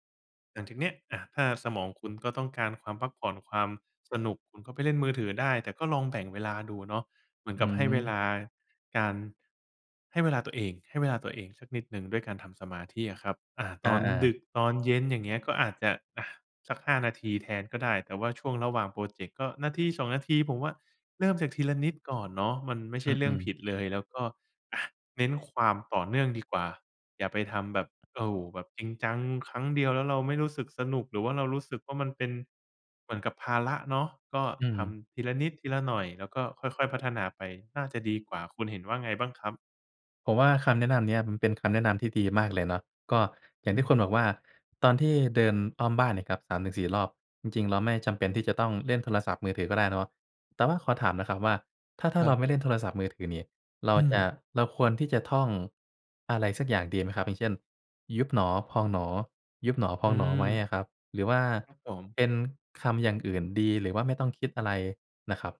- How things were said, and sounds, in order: none
- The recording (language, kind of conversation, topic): Thai, advice, อยากฝึกสมาธิทุกวันแต่ทำไม่ได้ต่อเนื่อง